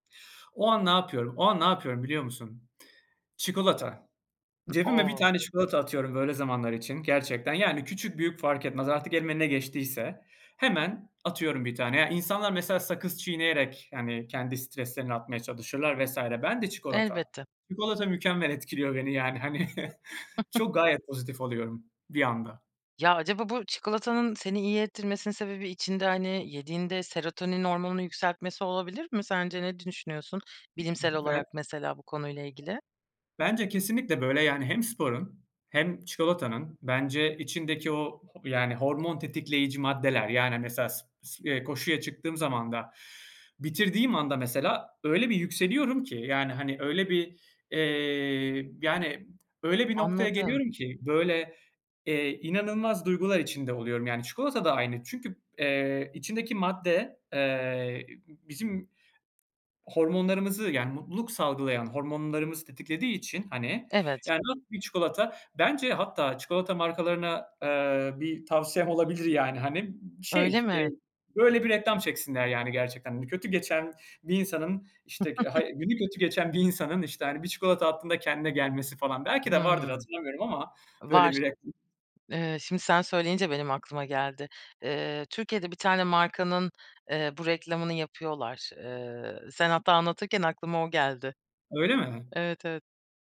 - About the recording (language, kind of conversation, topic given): Turkish, podcast, Kötü bir gün geçirdiğinde kendini toparlama taktiklerin neler?
- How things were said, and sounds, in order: other background noise; chuckle; tapping; chuckle